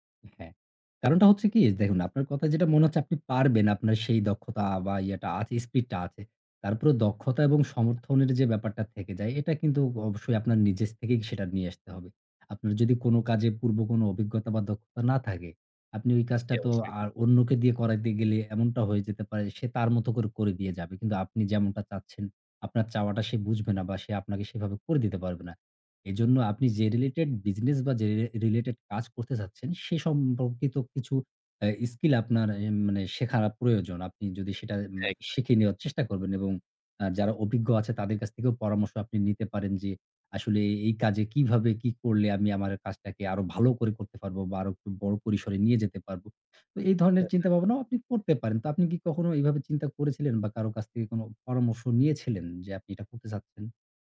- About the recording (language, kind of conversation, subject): Bengali, advice, স্থায়ী চাকরি ছেড়ে নতুন উদ্যোগের ঝুঁকি নেওয়া নিয়ে আপনার দ্বিধা কীভাবে কাটাবেন?
- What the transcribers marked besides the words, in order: other background noise